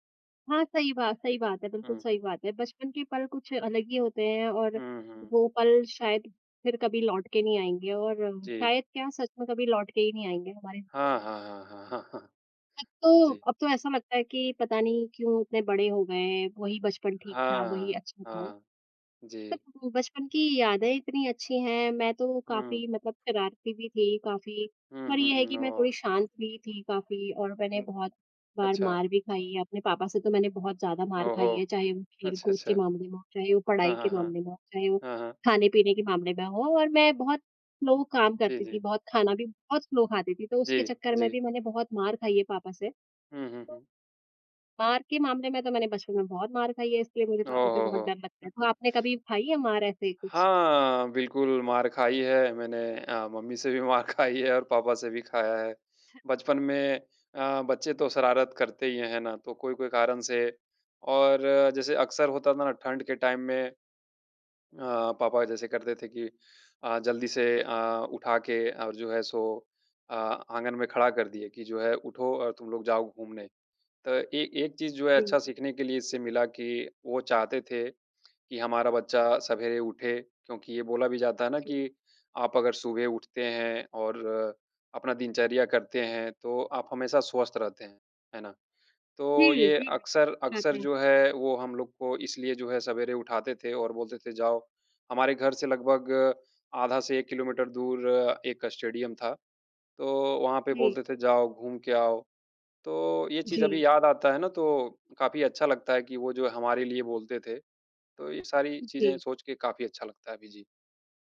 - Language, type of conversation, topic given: Hindi, unstructured, आपके लिए क्या यादें दुख से ज़्यादा सांत्वना देती हैं या ज़्यादा दर्द?
- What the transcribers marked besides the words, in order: chuckle; unintelligible speech; in English: "स्लो"; in English: "स्लो"; chuckle; laughing while speaking: "मार खाई है"; other noise; in English: "टाइम"; unintelligible speech; in English: "स्टेडियम"